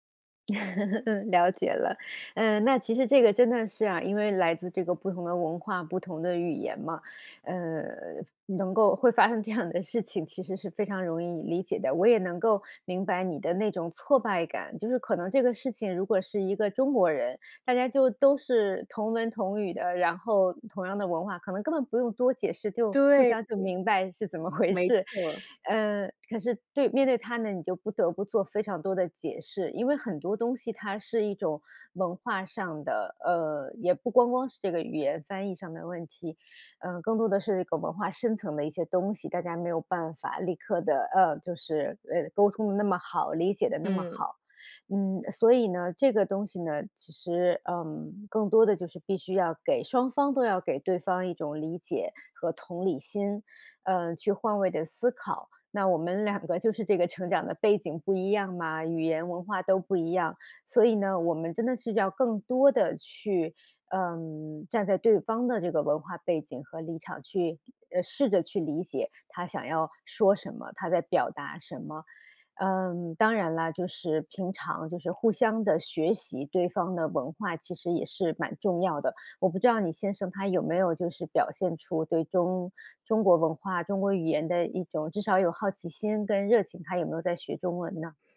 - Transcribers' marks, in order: chuckle; other background noise; other noise; laughing while speaking: "回事"
- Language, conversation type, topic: Chinese, advice, 我们为什么总是频繁产生沟通误会？